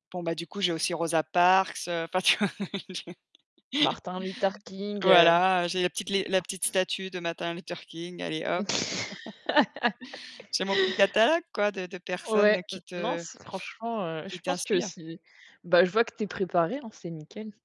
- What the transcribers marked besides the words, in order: laugh; tapping; other background noise; laugh
- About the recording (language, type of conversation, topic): French, unstructured, Comment peut-on lutter contre le racisme au quotidien ?